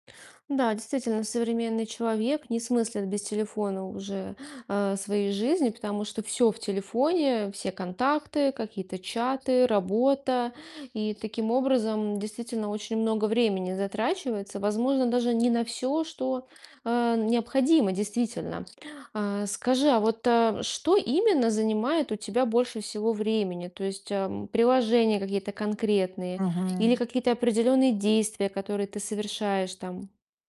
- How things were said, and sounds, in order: other background noise
- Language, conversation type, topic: Russian, advice, Как и почему вы чаще всего теряете время в соцсетях и за телефоном?